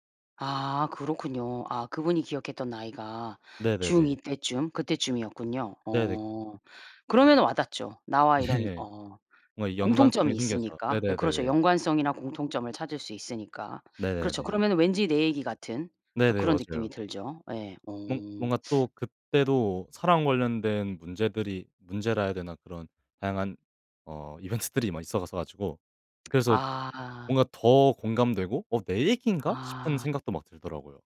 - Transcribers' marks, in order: laughing while speaking: "예"; teeth sucking; laughing while speaking: "이벤트들이"; lip smack
- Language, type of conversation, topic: Korean, podcast, 인생을 바꾼 노래가 있다면 무엇인가요?